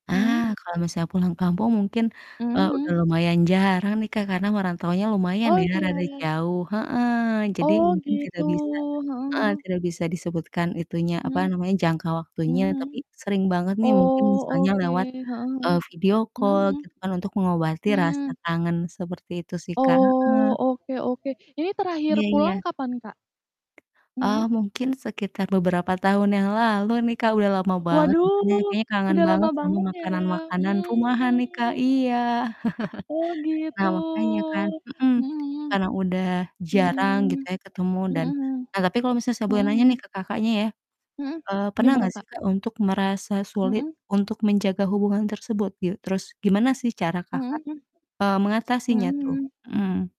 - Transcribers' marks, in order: other background noise; distorted speech; background speech; in English: "video call"; tapping; drawn out: "Mmm"; chuckle; drawn out: "gitu"
- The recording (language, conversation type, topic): Indonesian, unstructured, Bagaimana cara kamu menjaga hubungan dengan teman dan keluarga?
- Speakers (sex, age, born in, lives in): female, 25-29, Indonesia, Indonesia; female, 35-39, Indonesia, Indonesia